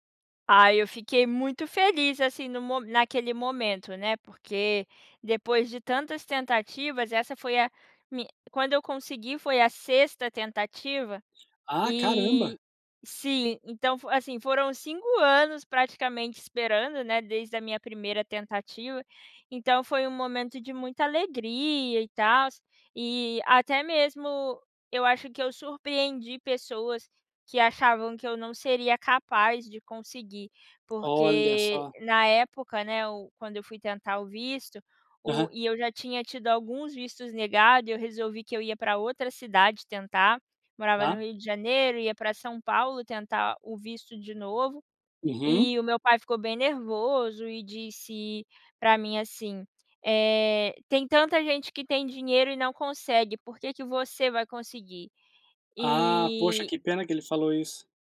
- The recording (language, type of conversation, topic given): Portuguese, podcast, Qual foi um momento que realmente mudou a sua vida?
- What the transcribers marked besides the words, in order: none